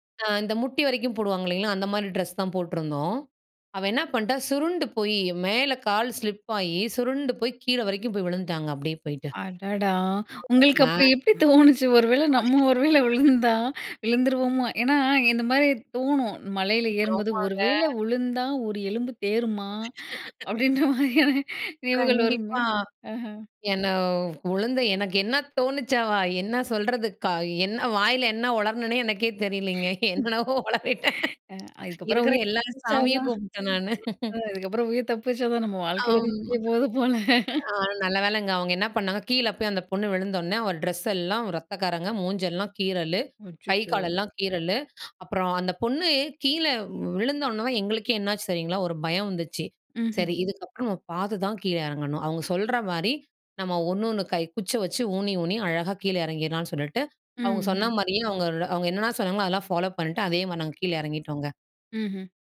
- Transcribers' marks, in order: laughing while speaking: "உங்களுக்கு அப்ப எப்படி தோணுச்சு? ஒரு … மாதிரியான நினைவுகள் வருமே!"; unintelligible speech; other background noise; unintelligible speech; laugh; inhale; laughing while speaking: "ஆமாங்க"; laugh; inhale; laughing while speaking: "க என்ன வாயில என்ன ஒளருணனே … சாமியையும் கூப்பிட்டேன் நானு"; laugh; laughing while speaking: "ம், அ அதுக்கப்புறம் உயிர் தப்பிச்சா … முடிய போகுது போல"; other noise; afraid: "அப்புறம் அந்த பொண்ணு கீழே விழுந்தோன்னே எங்களுக்கே என்னாச்சு தெரியுங்களா? ஒரு பயம் வந்துச்சு"; in English: "ஃபாலோ"
- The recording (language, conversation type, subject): Tamil, podcast, உங்கள் கற்றல் பயணத்தை ஒரு மகிழ்ச்சி கதையாக சுருக்கமாகச் சொல்ல முடியுமா?